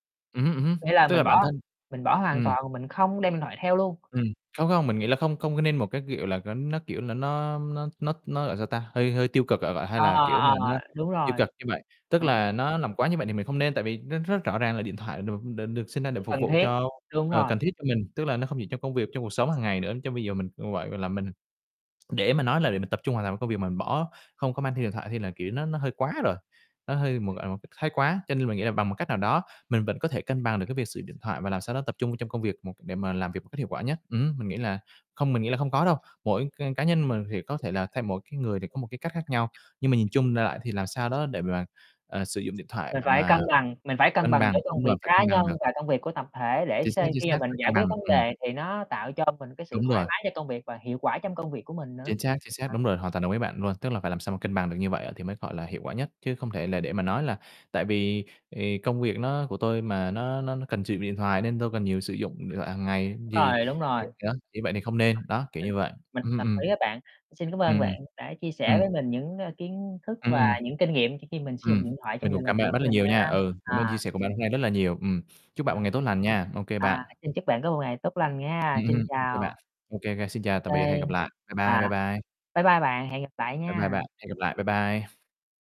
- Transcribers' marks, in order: static; distorted speech; other background noise; unintelligible speech; background speech; tapping; mechanical hum
- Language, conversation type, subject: Vietnamese, unstructured, Bạn nghĩ sao về việc mọi người sử dụng điện thoại trong giờ làm việc?